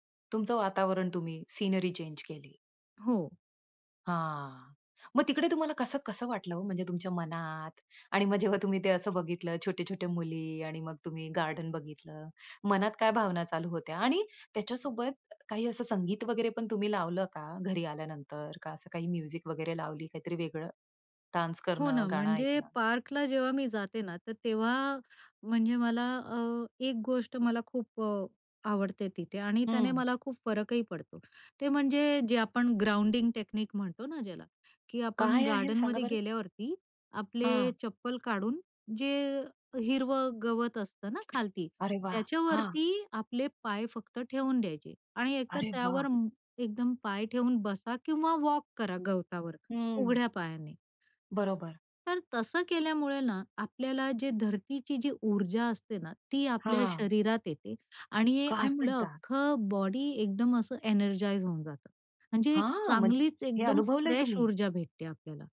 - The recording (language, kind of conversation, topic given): Marathi, podcast, सर्जनशील अडथळे आल्यावर तुम्ही काय करता?
- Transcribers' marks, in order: in English: "सीनरी चेंज"; anticipating: "मग तिकडे तुम्हाला कसं-कसं वाटलं ओ?"; tapping; in English: "म्युझिक"; in English: "डान्स"; in English: "ग्राउंडिंग टेक्निक"; surprised: "काय म्हणता?"; in English: "एनर्जाइज"; in English: "फ्रेश"